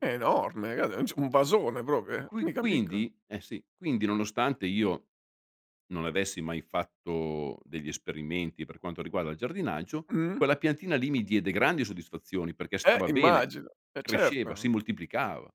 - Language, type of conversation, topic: Italian, podcast, Com’è stato il tuo primo approccio al giardinaggio?
- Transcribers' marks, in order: unintelligible speech